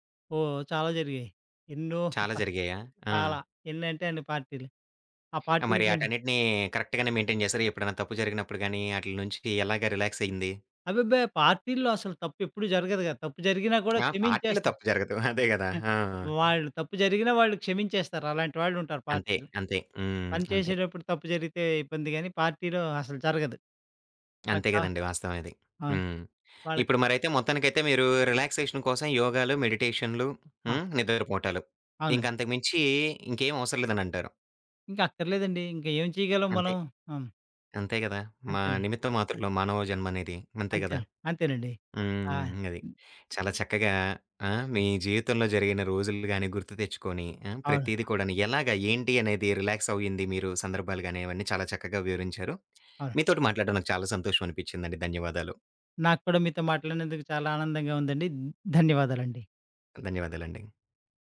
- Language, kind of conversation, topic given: Telugu, podcast, ఒక కష్టమైన రోజు తర్వాత నువ్వు రిలాక్స్ అవడానికి ఏం చేస్తావు?
- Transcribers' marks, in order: chuckle; in English: "కరెక్ట్‌గానే మెయింటైన్"; in English: "రిలాక్స్"; tapping; other background noise; in English: "రిలాక్సేషన్"; in English: "రిలాక్స్"